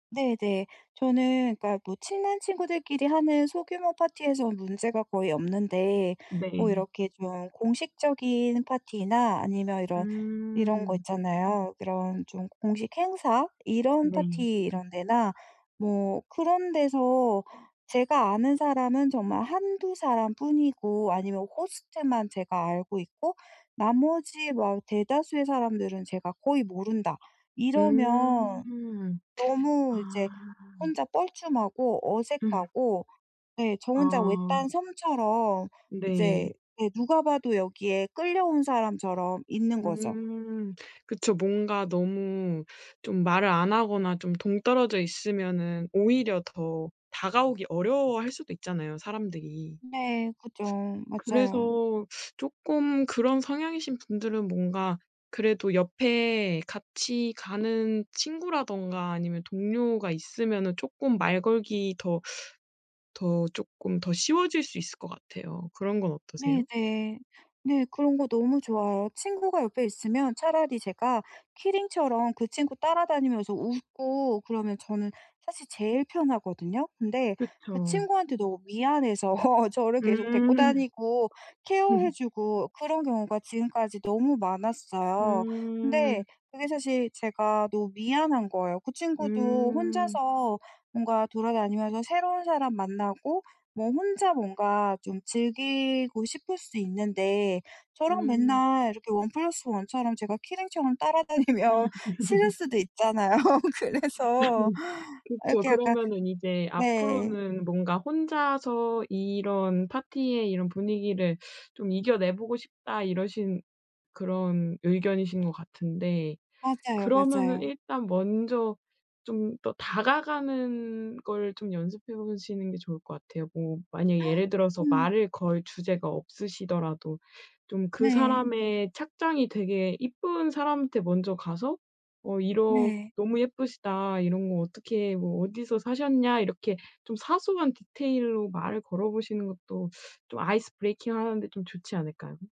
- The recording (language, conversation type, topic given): Korean, advice, 파티에서 소외되고 어색함을 느낄 때 어떻게 하면 좋을까요?
- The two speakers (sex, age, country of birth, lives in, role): female, 25-29, South Korea, South Korea, advisor; female, 40-44, South Korea, France, user
- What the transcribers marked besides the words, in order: teeth sucking; teeth sucking; laugh; in English: "Care"; laugh; laughing while speaking: "따라다니면"; laugh; laughing while speaking: "있잖아요. 그래서"; teeth sucking; gasp; teeth sucking; in English: "Ice breaking"